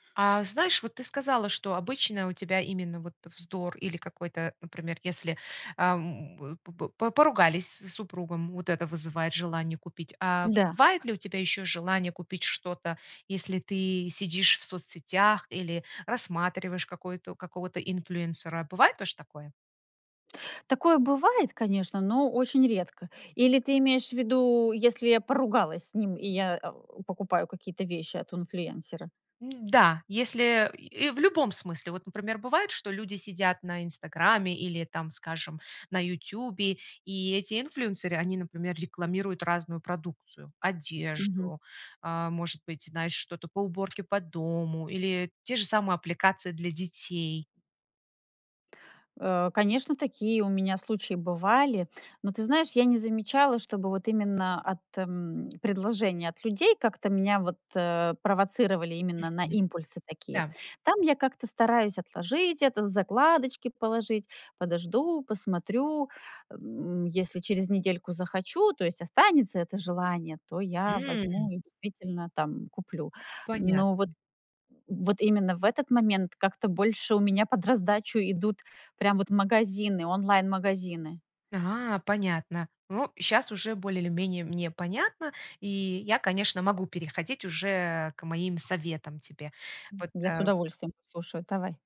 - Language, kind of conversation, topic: Russian, advice, Какие импульсивные покупки вы делаете и о каких из них потом жалеете?
- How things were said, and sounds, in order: tapping; stressed: "М-да!"; lip smack